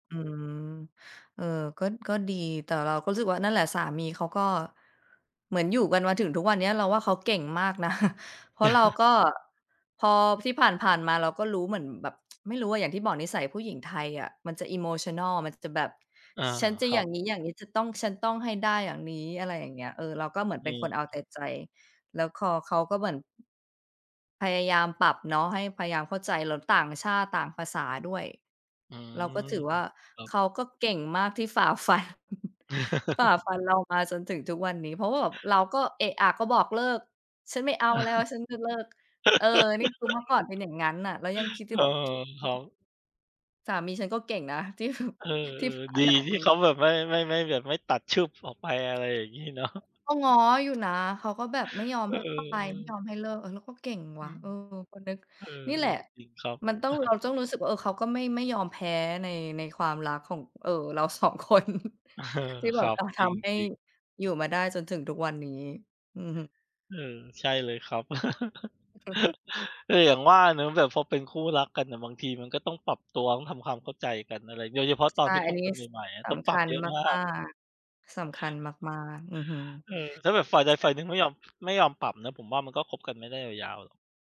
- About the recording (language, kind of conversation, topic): Thai, unstructured, คุณคิดว่าอะไรทำให้ความรักยืนยาว?
- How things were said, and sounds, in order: chuckle; tsk; in English: "Emotional"; chuckle; chuckle; laughing while speaking: "ที่แบบ ที่ฝ่าด่านมา"; chuckle; laughing while speaking: "สอง คน"; chuckle